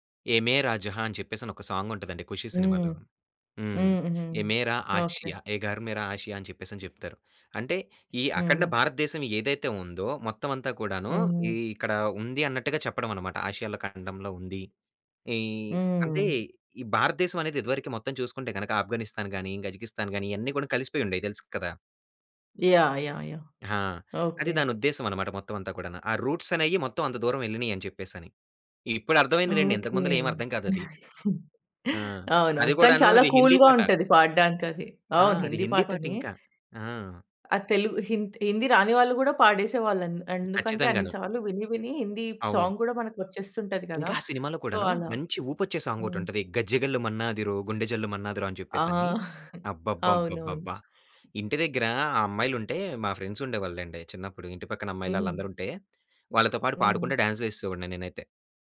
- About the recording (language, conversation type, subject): Telugu, podcast, మీకు గుర్తున్న మొదటి సంగీత జ్ఞాపకం ఏది, అది మీపై ఎలా ప్రభావం చూపింది?
- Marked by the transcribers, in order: in Hindi: "ఏ మేరా జహా!"; in English: "సాంగ్"; in Hindi: "ఏ మేరా ఆషియా, ఏ ఘర్ మేర ఆషియా"; in English: "రూట్స్"; chuckle; in English: "కూల్‌గా"; in English: "సాంగ్"; in English: "సో"; giggle; in English: "ఫ్రెండ్స్"; in English: "డాన్స్"